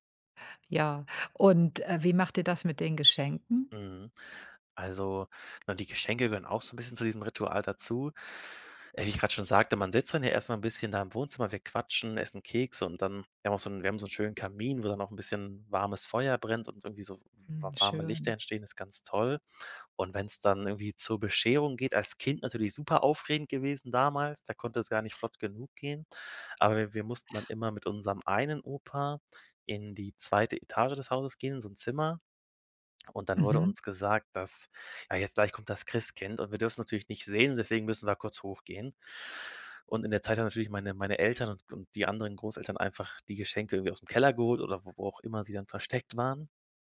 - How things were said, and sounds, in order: none
- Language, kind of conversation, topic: German, podcast, Welche Geschichte steckt hinter einem Familienbrauch?